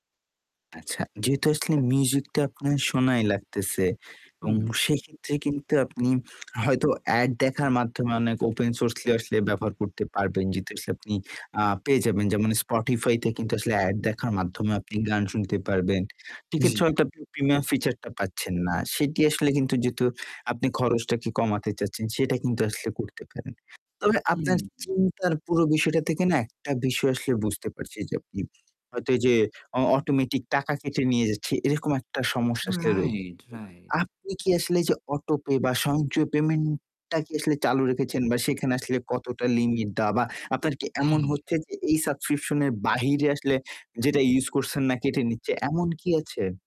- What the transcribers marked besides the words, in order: static; distorted speech; "গুলি" said as "লি"; other background noise
- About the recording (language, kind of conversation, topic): Bengali, advice, আমি কীভাবে ডিজিটাল সাবস্ক্রিপশন ও ফাইল কমিয়ে আমার দৈনন্দিন জীবনকে আরও সহজ করতে পারি?